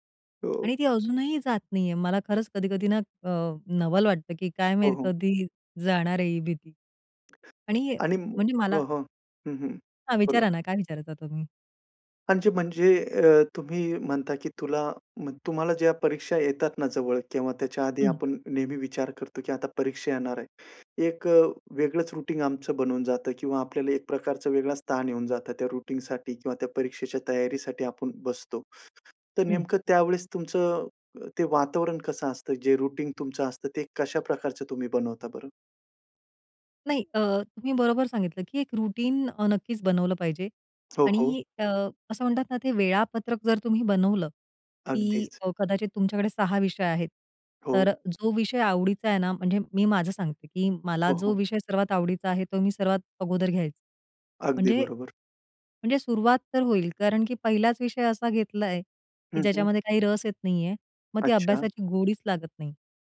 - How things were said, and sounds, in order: other background noise; in English: "रूटीन"; in English: "रूटीनसाठी"; in English: "रूटीन"; in English: "रूटीन"
- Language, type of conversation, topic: Marathi, podcast, परीक्षेतील ताण कमी करण्यासाठी तुम्ही काय करता?